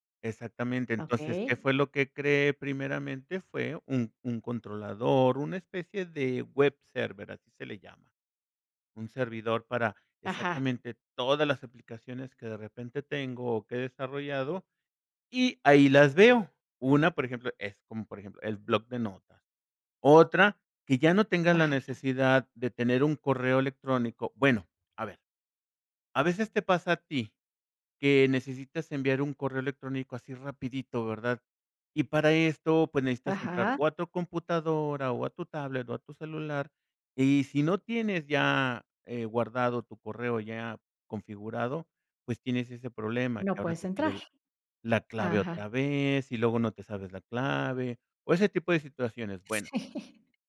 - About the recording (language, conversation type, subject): Spanish, podcast, ¿Qué técnicas sencillas recomiendas para experimentar hoy mismo?
- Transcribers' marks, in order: in English: "server"; laughing while speaking: "Sí"